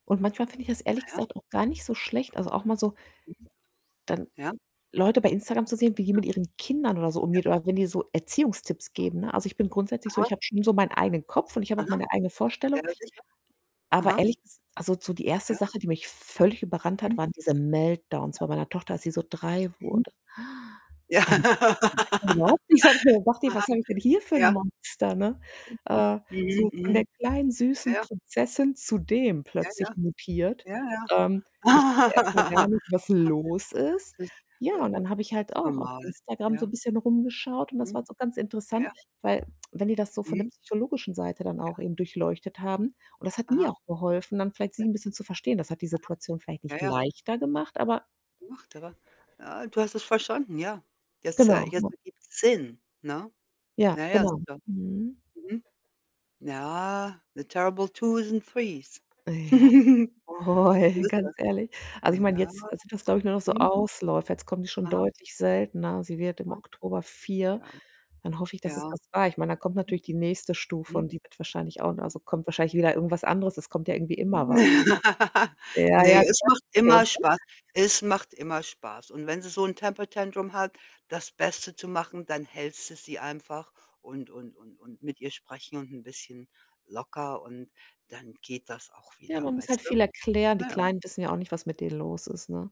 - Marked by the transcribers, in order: static; other background noise; distorted speech; unintelligible speech; unintelligible speech; tapping; unintelligible speech; in English: "Meltdowns"; laughing while speaking: "Ja"; inhale; laugh; unintelligible speech; stressed: "dem"; laugh; tsk; unintelligible speech; stressed: "leichter"; unintelligible speech; in English: "The terrible twos and threes"; laughing while speaking: "oh ja"; chuckle; laugh; unintelligible speech; in English: "temper tantrum"
- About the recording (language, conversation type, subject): German, unstructured, Glaubst du, dass soziale Medien unserer Gesellschaft mehr schaden als nutzen?